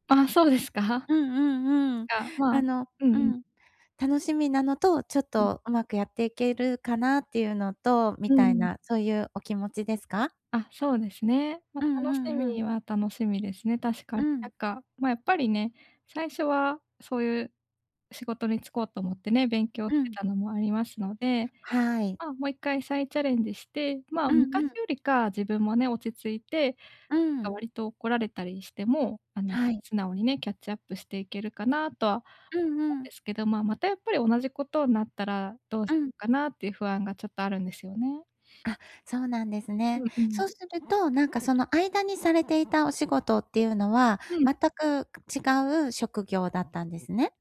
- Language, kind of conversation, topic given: Japanese, advice, どうすれば批判を成長の機会に変える習慣を身につけられますか？
- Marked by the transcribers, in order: none